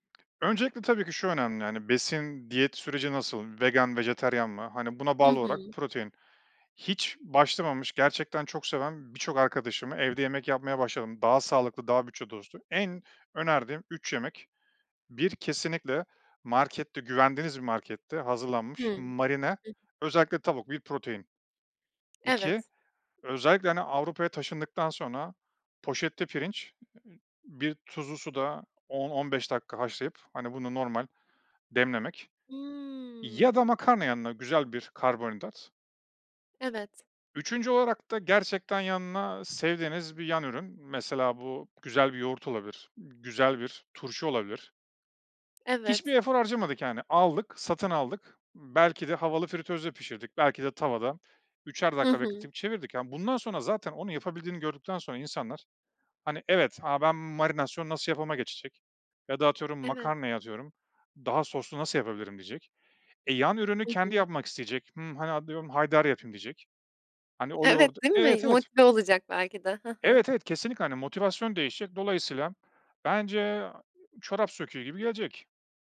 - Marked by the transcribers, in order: tapping; other background noise; drawn out: "Hıı"; laughing while speaking: "Evet"
- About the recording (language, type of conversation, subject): Turkish, podcast, Yemek yapmayı hobi hâline getirmek isteyenlere ne önerirsiniz?